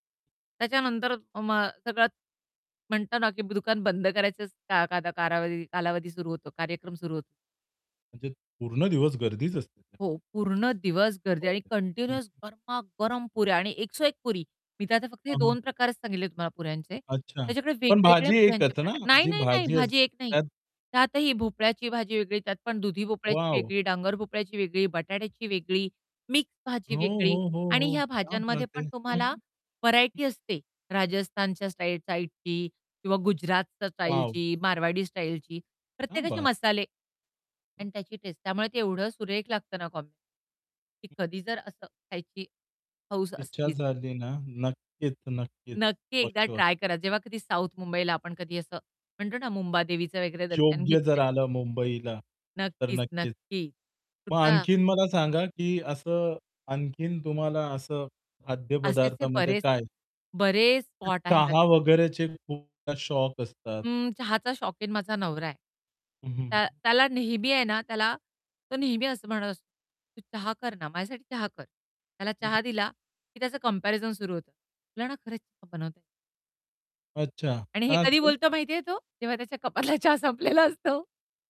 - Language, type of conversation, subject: Marathi, podcast, हापूस आंबा, चहा टपरीवरचा चहा किंवा पुरणपोळी—यांपैकी कोणता स्थानिक पदार्थ तुम्हाला सर्वात जास्त भावला?
- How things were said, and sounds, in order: "कालावधी-" said as "कारावधी"; distorted speech; unintelligible speech; unintelligible speech; in English: "कंटिन्युअस"; in Hindi: "एक सो एक"; anticipating: "नाही, नाही, नाही, भाजी एक … मिक्स भाजी वेगळी"; in Hindi: "क्या बात है!"; in Hindi: "क्या बात"; in English: "कॉम्बिनेशन"; other background noise; unintelligible speech; "असे असे" said as "असेसे"; static; unintelligible speech; in English: "कम्पॅरिझन"; laughing while speaking: "कपातला चहा संपलेला असतो"